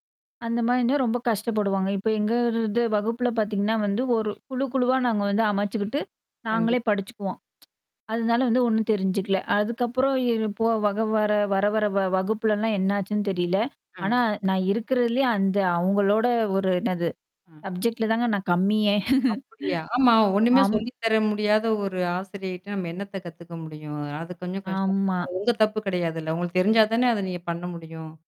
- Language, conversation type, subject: Tamil, podcast, பள்ளிக்கால அனுபவங்கள் உங்களுக்கு என்ன கற்றுத்தந்தன?
- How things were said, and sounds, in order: tapping; tsk; in English: "சப்ஜெக்ட்ல"; chuckle; distorted speech; static